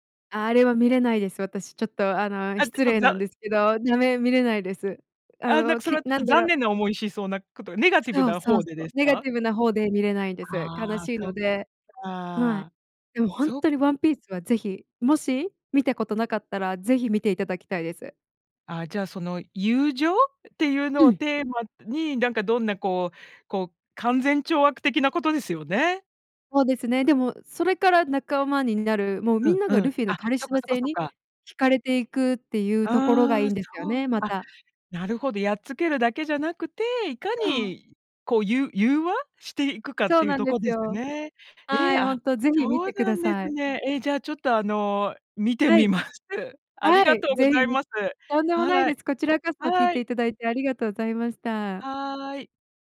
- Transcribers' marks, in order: none
- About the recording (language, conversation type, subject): Japanese, podcast, あなたの好きなアニメの魅力はどこにありますか？
- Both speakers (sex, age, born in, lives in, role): female, 25-29, Japan, United States, guest; female, 50-54, Japan, United States, host